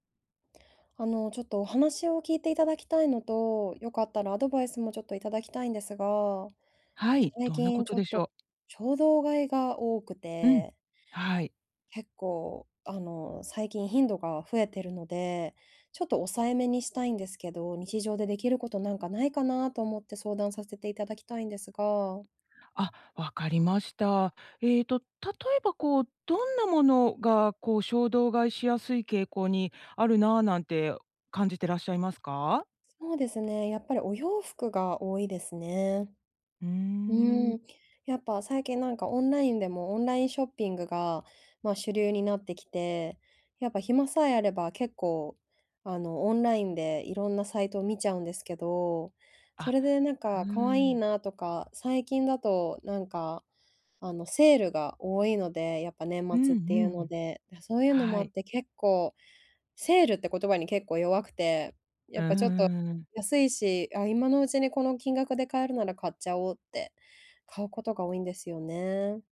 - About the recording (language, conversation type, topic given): Japanese, advice, 衝動買いを抑えるために、日常でできる工夫は何ですか？
- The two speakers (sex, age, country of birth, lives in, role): female, 30-34, Japan, Japan, user; female, 50-54, Japan, United States, advisor
- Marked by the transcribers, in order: other noise